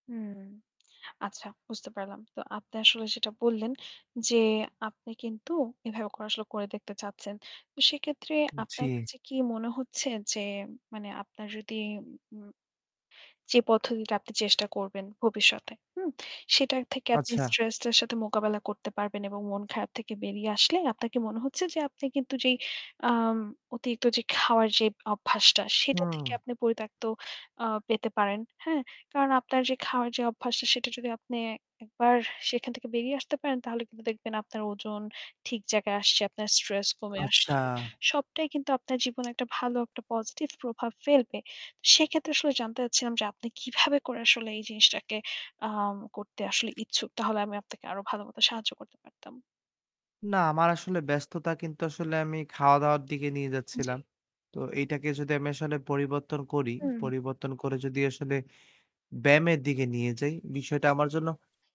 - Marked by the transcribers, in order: static; other background noise; horn
- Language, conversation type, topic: Bengali, advice, স্ট্রেস বা মন খারাপ হলে আপনি কেন এবং কীভাবে অতিরিক্ত খেয়ে ফেলেন?